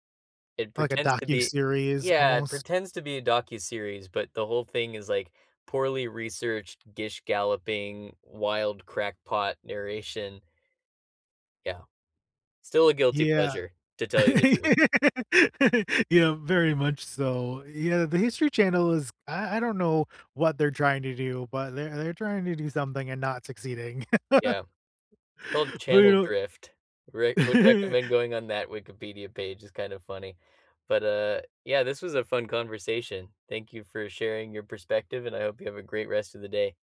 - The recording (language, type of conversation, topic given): English, unstructured, Which reality TV guilty pleasures keep you hooked, and what makes them irresistible to you?
- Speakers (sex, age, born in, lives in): male, 25-29, United States, United States; male, 35-39, United States, United States
- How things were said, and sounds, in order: laugh; other background noise; laugh; laughing while speaking: "But you know Yeah"